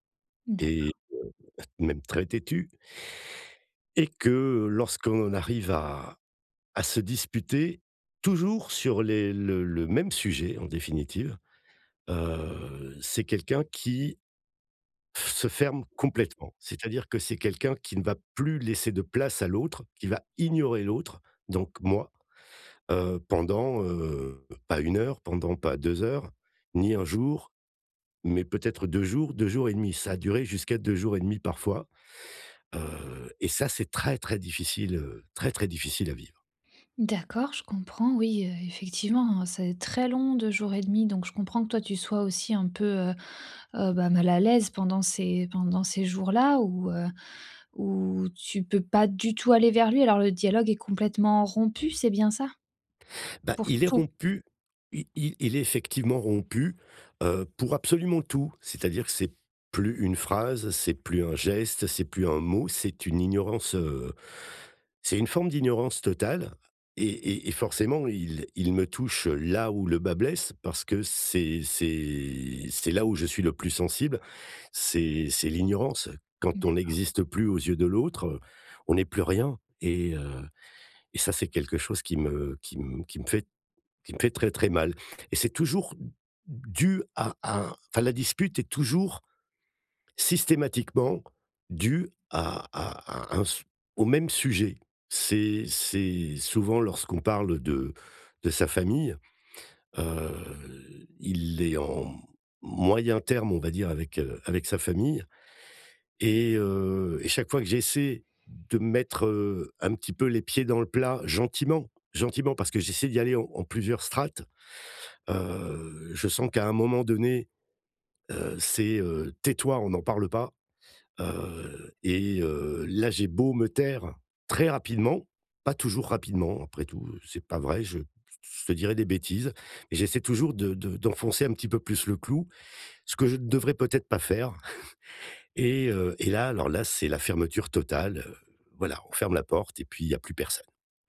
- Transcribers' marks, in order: unintelligible speech; drawn out: "heu"; stressed: "place"; stressed: "ignorer"; stressed: "moi"; drawn out: "c'est"; stressed: "systématiquement"; stressed: "gentiment, gentiment"; chuckle
- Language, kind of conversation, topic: French, advice, Pourquoi avons-nous toujours les mêmes disputes dans notre couple ?
- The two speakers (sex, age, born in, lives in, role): female, 30-34, France, France, advisor; male, 55-59, France, France, user